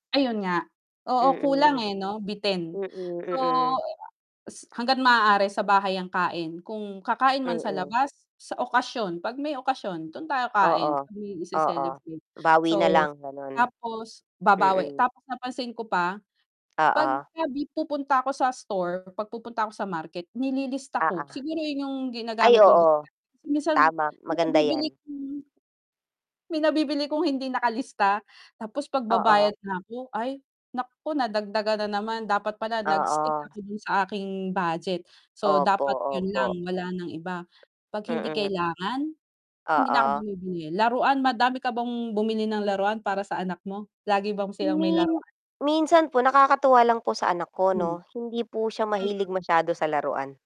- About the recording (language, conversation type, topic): Filipino, unstructured, Paano mo binabadyet ang iyong buwanang gastusin?
- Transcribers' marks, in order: static; distorted speech; tapping; unintelligible speech; unintelligible speech